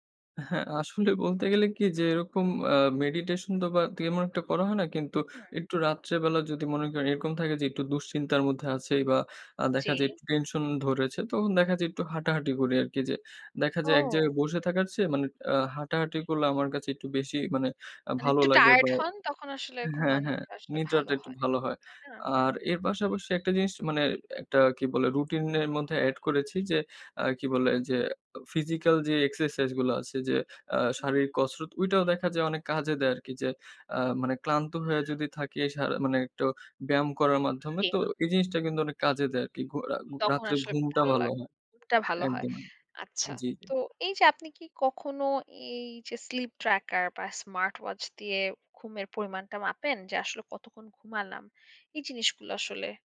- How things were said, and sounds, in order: other background noise; in English: "meditation"; other street noise; in English: "physical"; in English: "exercise"; tapping; in English: "sleep tracker"
- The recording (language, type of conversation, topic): Bengali, podcast, ভালো ঘুম নিশ্চিত করতে আপনি রাতের রুটিন কীভাবে সাজান?